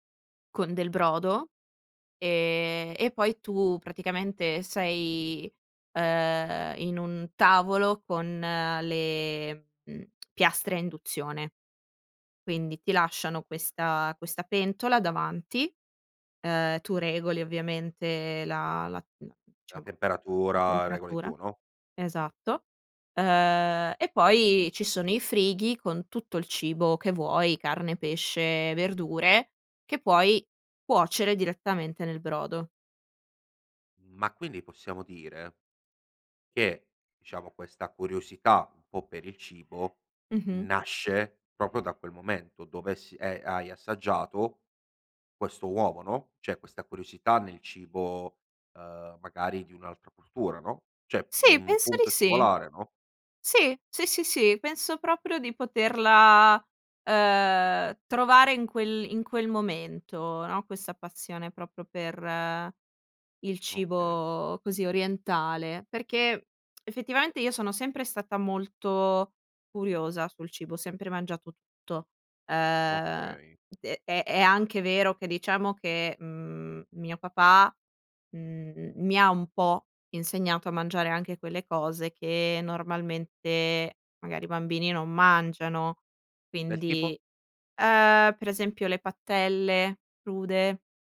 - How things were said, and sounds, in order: "proprio" said as "propio"; "proprio" said as "propio"; tsk; "patelle" said as "pattelle"
- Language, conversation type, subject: Italian, podcast, Qual è un piatto che ti ha fatto cambiare gusti?